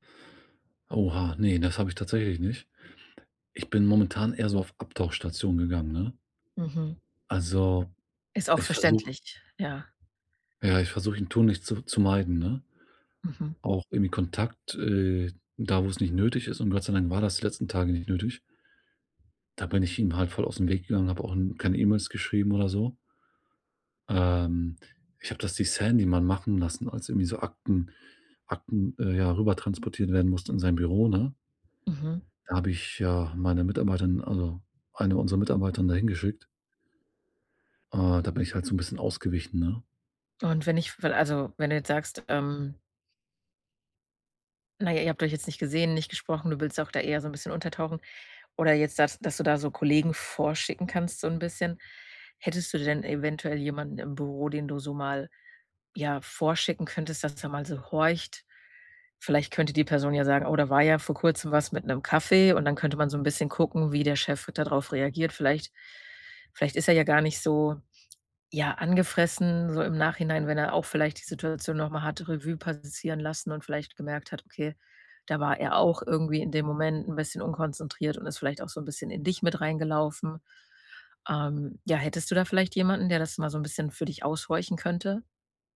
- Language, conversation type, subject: German, advice, Wie gehst du mit Scham nach einem Fehler bei der Arbeit um?
- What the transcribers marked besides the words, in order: other background noise; tapping